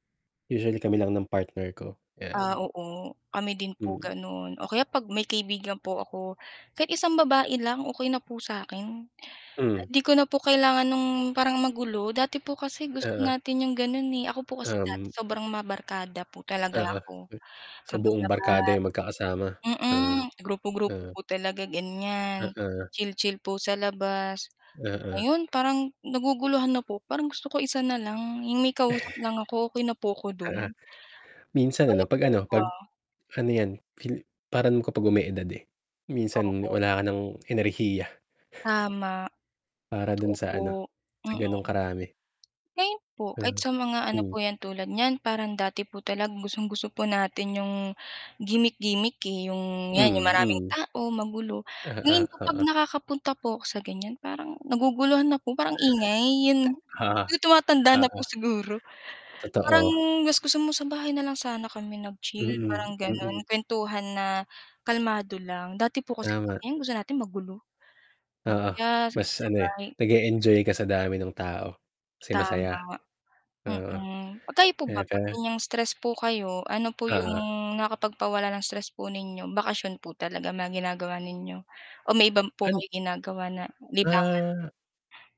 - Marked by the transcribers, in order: other background noise; static; unintelligible speech; distorted speech; mechanical hum
- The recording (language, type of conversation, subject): Filipino, unstructured, Ano ang paborito mong gawin tuwing bakasyon?